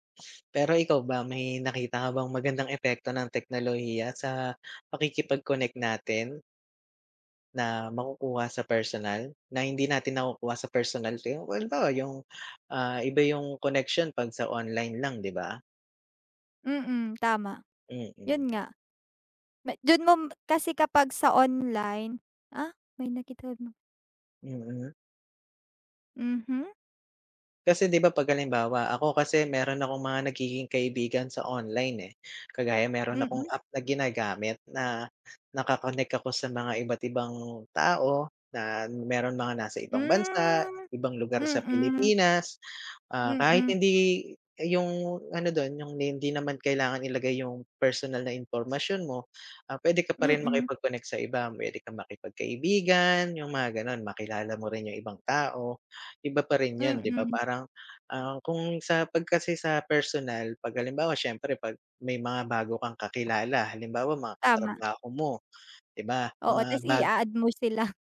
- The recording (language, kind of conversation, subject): Filipino, unstructured, Ano ang masasabi mo tungkol sa pagkawala ng personal na ugnayan dahil sa teknolohiya?
- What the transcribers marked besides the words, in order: other background noise; tapping